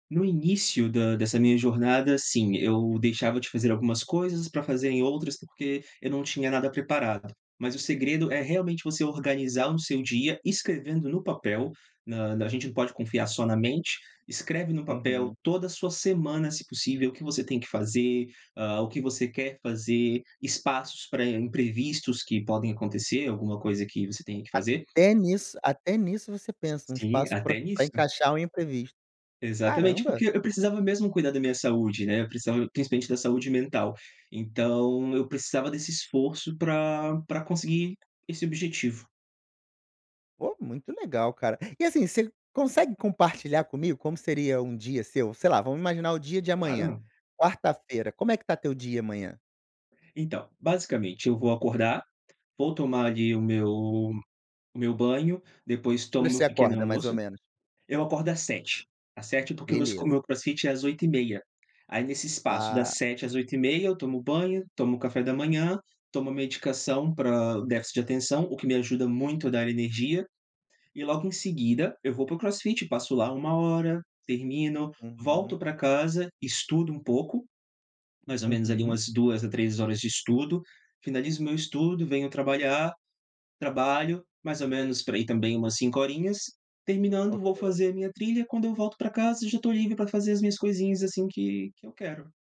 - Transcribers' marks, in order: none
- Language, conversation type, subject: Portuguese, podcast, Como você começou a cuidar melhor da sua saúde?